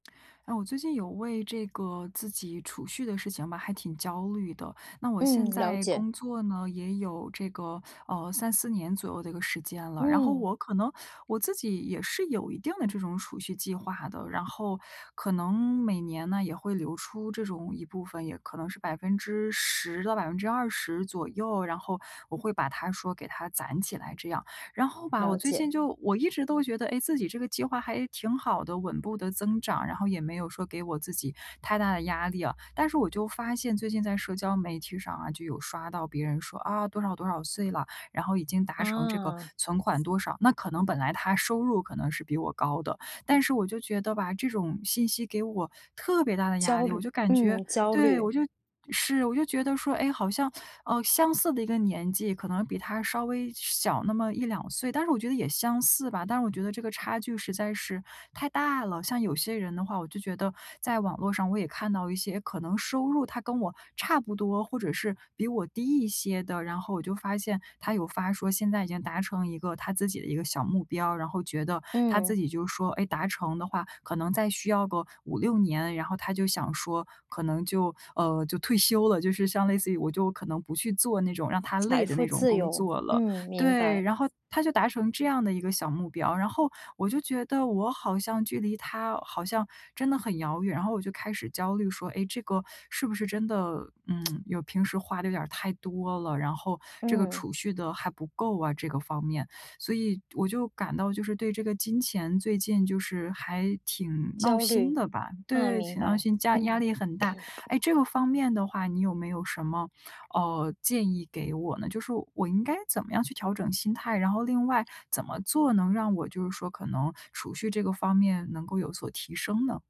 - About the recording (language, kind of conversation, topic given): Chinese, advice, 我觉得开始为退休储蓄太晚了，担心未来的钱不够怎么办？
- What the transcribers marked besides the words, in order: stressed: "特别"; lip smack; other background noise